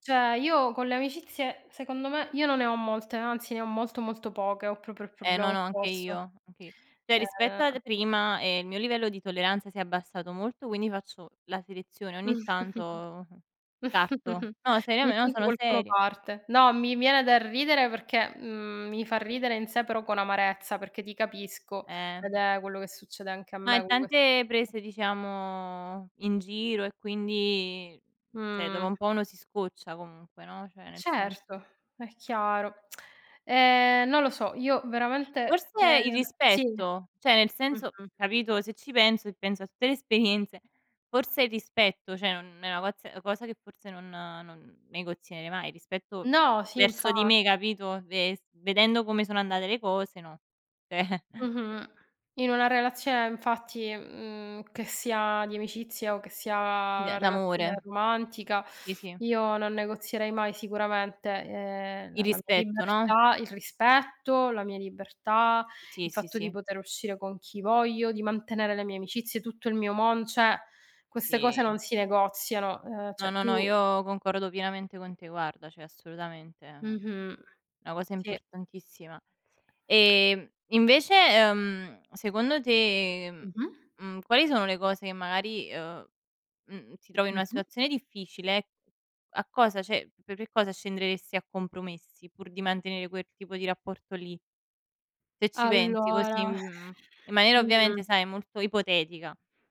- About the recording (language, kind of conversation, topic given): Italian, unstructured, Qual è la cosa più difficile da negoziare, secondo te?
- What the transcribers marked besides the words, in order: "Cioè" said as "ceh"; "proprio" said as "propo"; "cioè" said as "ceh"; chuckle; unintelligible speech; "cioè" said as "ceh"; "cioè" said as "ceh"; lip smack; "cioè" said as "ceh"; "cioè" said as "ceh"; laughing while speaking: "ceh"; "Cioè" said as "ceh"; "cioè" said as "ceh"; "cioè" said as "ceh"; "cioè" said as "ceh"; "cioè" said as "ceh"; other background noise; exhale